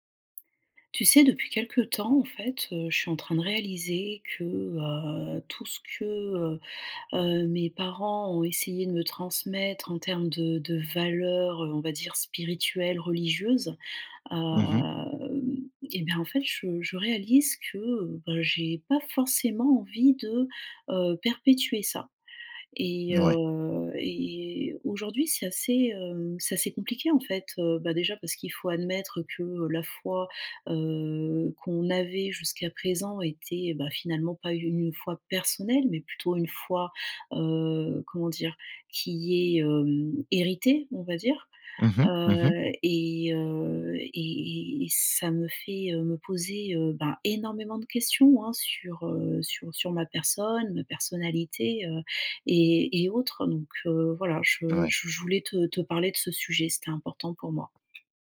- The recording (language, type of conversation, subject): French, advice, Comment faire face à une période de remise en question de mes croyances spirituelles ou religieuses ?
- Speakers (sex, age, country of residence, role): female, 35-39, France, user; male, 20-24, France, advisor
- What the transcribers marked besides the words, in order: drawn out: "Hum"; stressed: "personnelle"; other background noise